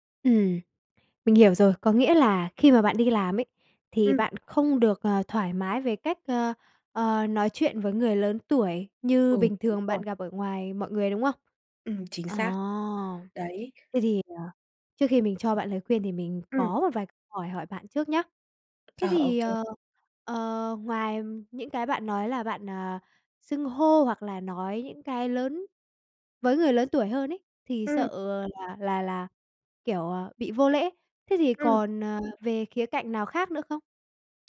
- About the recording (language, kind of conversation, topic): Vietnamese, advice, Tại sao bạn phải giấu con người thật của mình ở nơi làm việc vì sợ hậu quả?
- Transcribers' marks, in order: tapping; other background noise